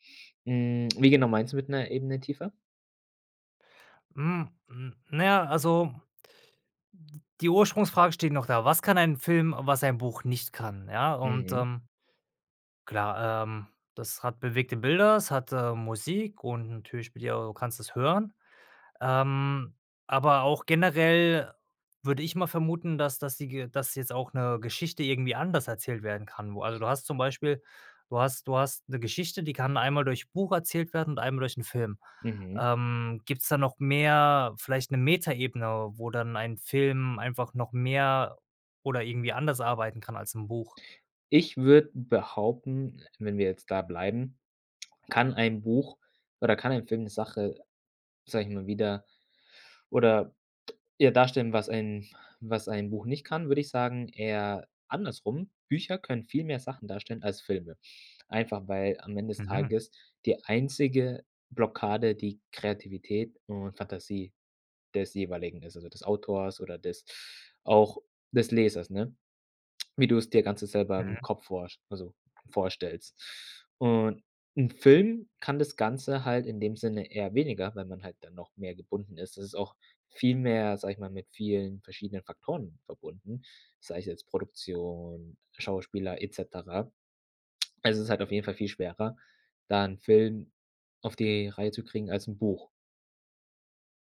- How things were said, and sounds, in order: other background noise
- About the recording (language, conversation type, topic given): German, podcast, Was kann ein Film, was ein Buch nicht kann?